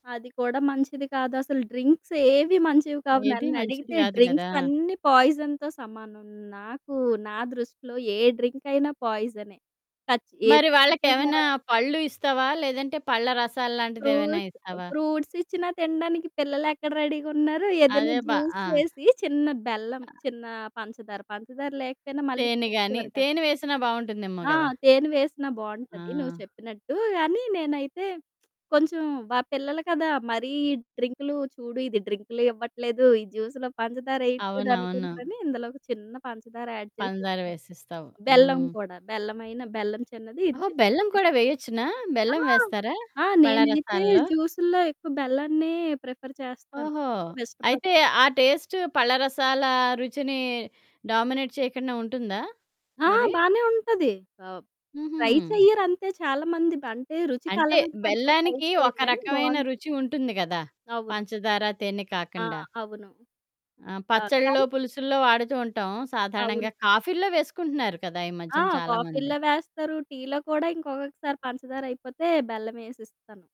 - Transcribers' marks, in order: static; in English: "డ్రింక్స్"; in English: "పాయిజన్‌తో"; distorted speech; in English: "ఫ్రూట్"; in English: "రెడీ‌గా"; in English: "జ్యూస్"; other background noise; in English: "జ్యూస్‌లో"; in English: "యాడ్"; unintelligible speech; in English: "ప్రిఫర్"; in English: "టేస్ట్"; in English: "డామినేట్"; in English: "ట్రై"; in English: "ట్రై"; in English: "కాఫీలో"
- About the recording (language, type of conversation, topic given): Telugu, podcast, ఉదయపు టీ తాగే ముందు మీకు ఏదైనా ప్రత్యేకమైన ఆచారం ఉందా?